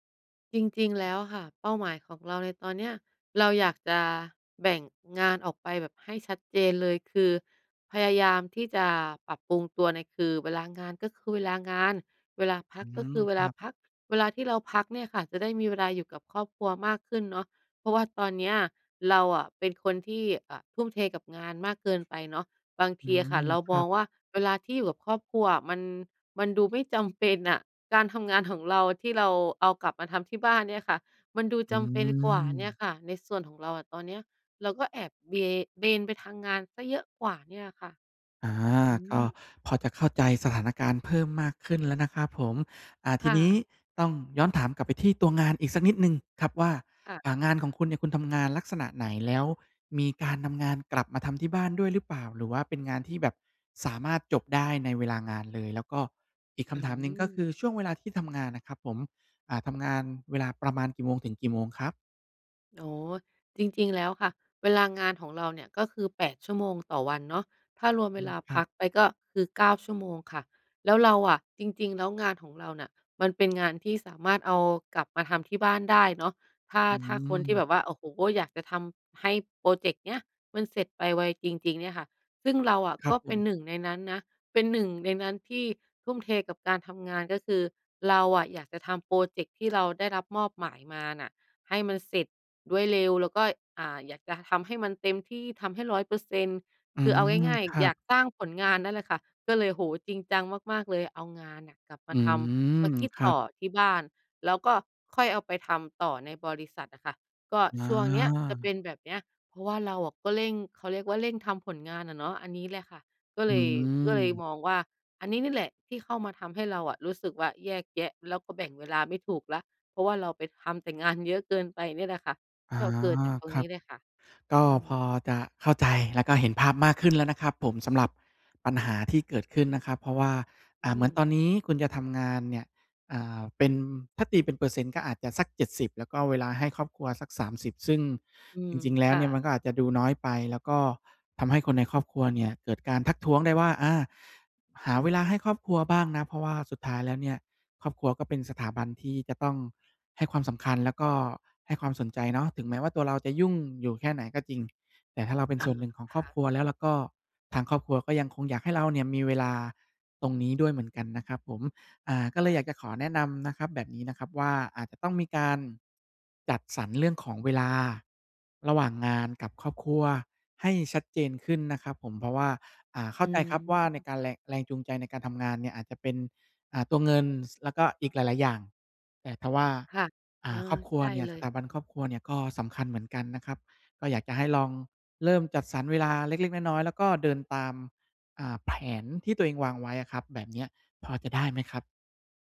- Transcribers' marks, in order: laughing while speaking: "จำเป็น"; laughing while speaking: "ของ"; tapping; other background noise
- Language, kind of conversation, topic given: Thai, advice, ฉันควรแบ่งเวลาให้สมดุลระหว่างงานกับครอบครัวในแต่ละวันอย่างไร?